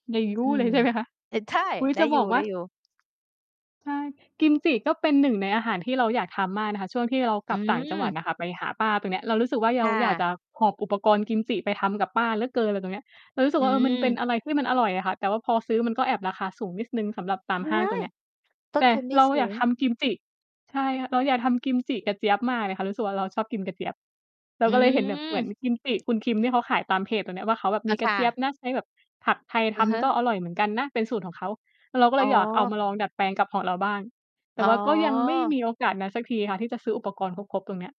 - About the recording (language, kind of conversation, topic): Thai, unstructured, ทำไมคุณถึงชอบทำอาหารในเวลาว่าง?
- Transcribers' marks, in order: unintelligible speech; mechanical hum; distorted speech; other background noise